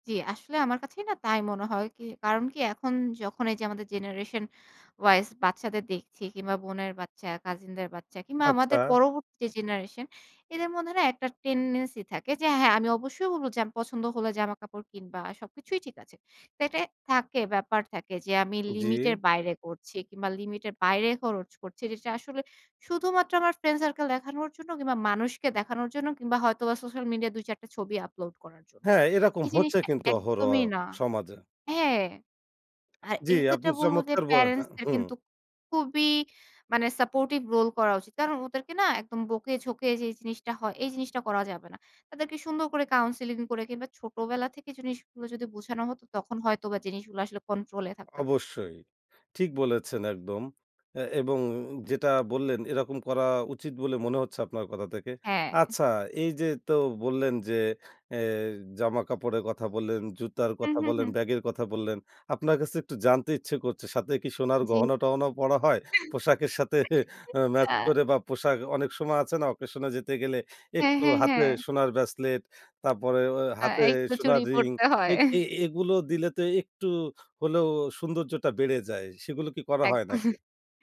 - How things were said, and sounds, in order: in English: "টেনডেন্সি"; other background noise; laughing while speaking: "পোশাকের সাথে আ"; unintelligible speech; chuckle; laughing while speaking: "হয়"; laughing while speaking: "একদম"
- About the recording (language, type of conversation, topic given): Bengali, podcast, আপনি কীভাবে আপনার পোশাকের মাধ্যমে নিজের ব্যক্তিত্বকে ফুটিয়ে তোলেন?